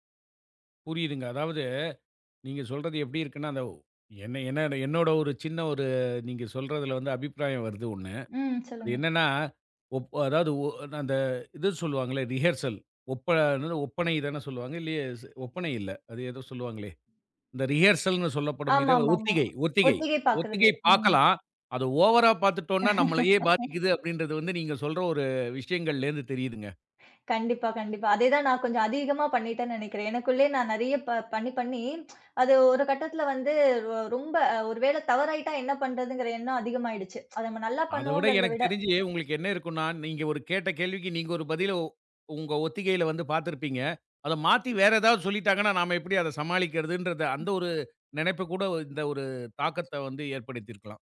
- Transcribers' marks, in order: in English: "ரிஹர்சல்"; in English: "ரிஹர்சல்னு"; tsk; tsk; other noise
- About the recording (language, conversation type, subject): Tamil, podcast, உங்கள் அச்சங்கள் உங்களை எந்த அளவுக்கு கட்டுப்படுத்துகின்றன?